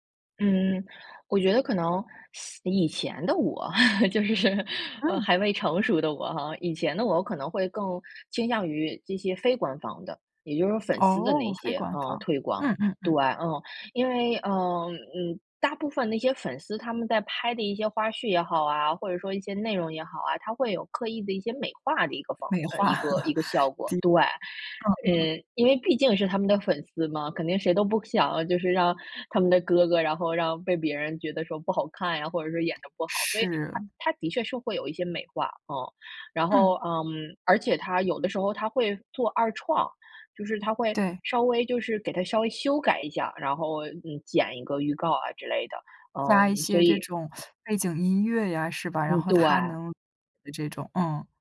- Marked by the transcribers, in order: laugh; laughing while speaking: "就是，呃，还未成熟的我啊"; other background noise; laugh; teeth sucking; unintelligible speech
- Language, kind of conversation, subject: Chinese, podcast, 粉丝文化对剧集推广的影响有多大？